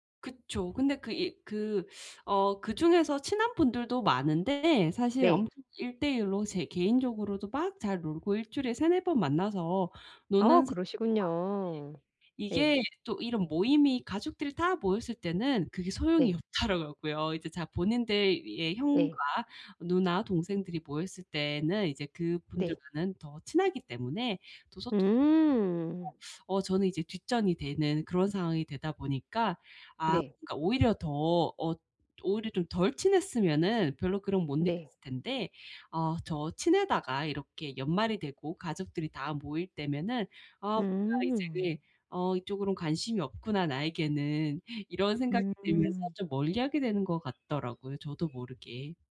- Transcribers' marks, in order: other background noise
- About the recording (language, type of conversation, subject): Korean, advice, 특별한 날에 왜 혼자라고 느끼고 소외감이 드나요?